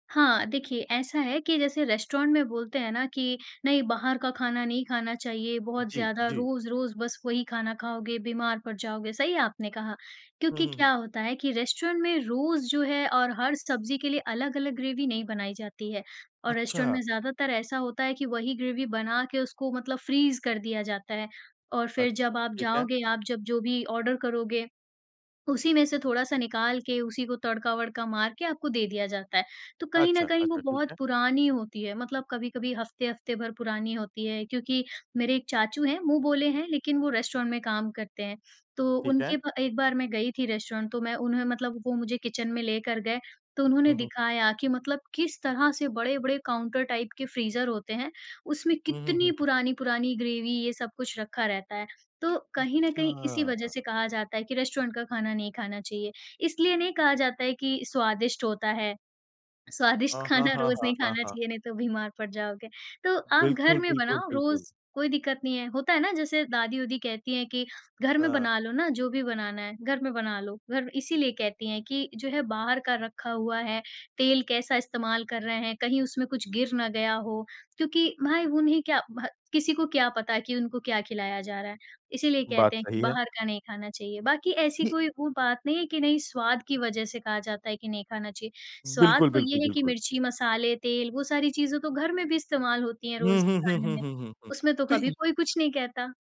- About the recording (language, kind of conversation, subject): Hindi, podcast, रेस्तरां जैसा स्वाद घर पर कैसे ला सकते हैं?
- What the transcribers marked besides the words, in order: in English: "रेस्टोरेंट"; in English: "ग्रैवी"; in English: "रेस्टोरेंट"; in English: "ग्रैवी"; in English: "फ्रीज़"; in English: "ऑर्डर"; in English: "किचन"; in English: "काउन्टर टाइप"; in English: "ग्रैवी"; tapping